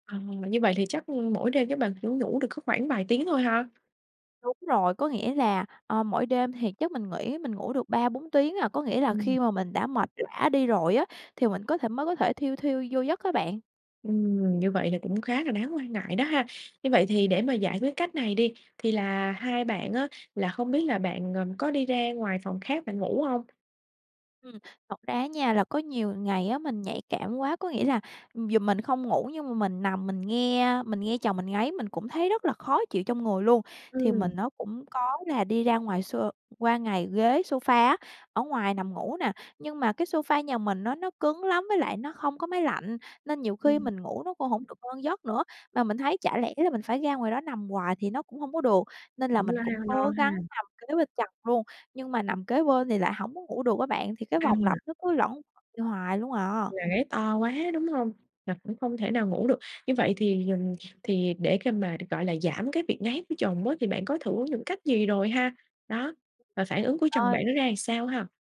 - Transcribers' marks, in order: tapping; other background noise; "hoài" said as "quài"
- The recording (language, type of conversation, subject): Vietnamese, advice, Làm thế nào để xử lý tình trạng chồng/vợ ngáy to khiến cả hai mất ngủ?